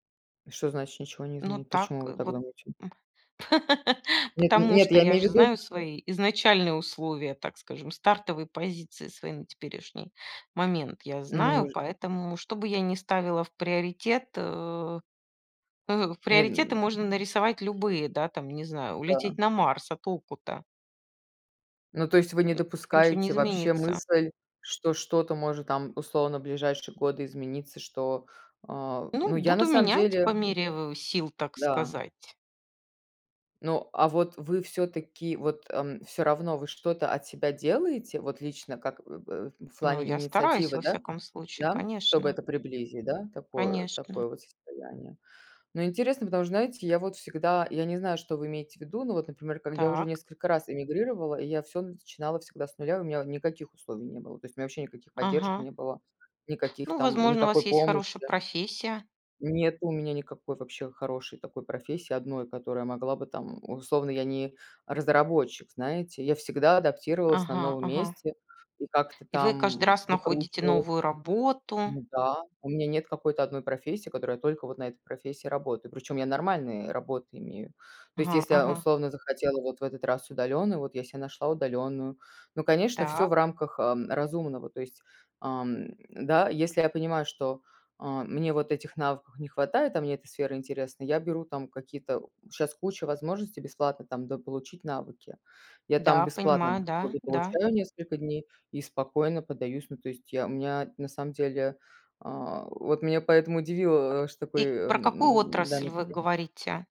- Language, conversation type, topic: Russian, unstructured, Как ты видишь свою жизнь через десять лет?
- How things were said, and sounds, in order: laugh; tapping; other background noise